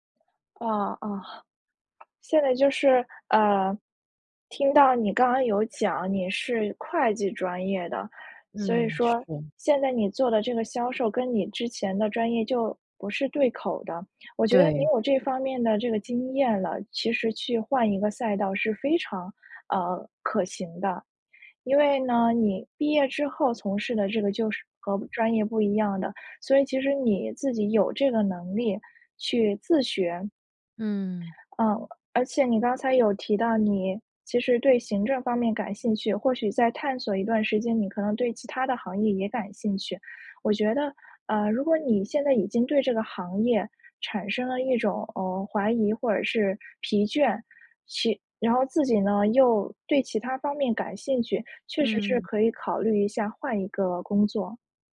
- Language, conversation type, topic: Chinese, advice, 看到同行快速成长时，我为什么会产生自我怀疑和成功焦虑？
- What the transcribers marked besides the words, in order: tapping